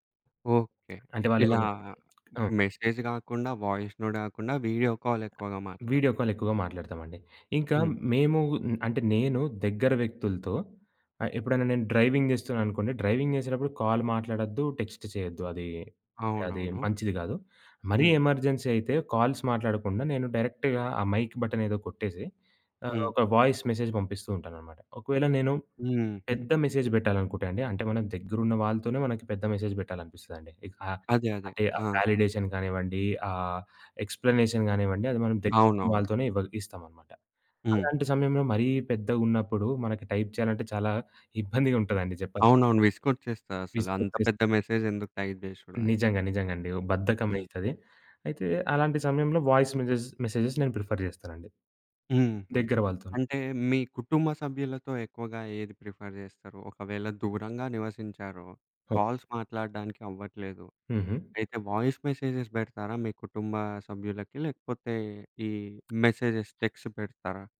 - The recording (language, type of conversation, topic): Telugu, podcast, టెక్స్ట్ vs వాయిస్ — ఎప్పుడు ఏదాన్ని ఎంచుకుంటారు?
- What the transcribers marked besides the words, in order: other background noise; in English: "మెసేజ్"; in English: "వాయిస్ నోట్"; tapping; in English: "డ్రైవింగ్"; in English: "డ్రైవింగ్"; in English: "కాల్"; in English: "టెక్స్ట్"; in English: "ఎమర్జెన్సీ"; in English: "కాల్స్"; in English: "డైరెక్ట్‌గా"; in English: "మైక్"; in English: "వాయిస్ మెసేజ్"; in English: "మెసేజ్"; in English: "మెసేజ్"; in English: "వాలిడేషన్"; in English: "ఎక్స్‌ప్లనేషన్"; in English: "టైప్"; in English: "టైప్"; in English: "వాయిస్ మెసేజెస్ మెసేజెస్"; in English: "ప్రిఫర్"; in English: "ప్రిఫర్"; in English: "కాల్స్"; in English: "వాయిస్ మెసేజెస్"; in English: "మెసేజెస్ టెక్స్ట్"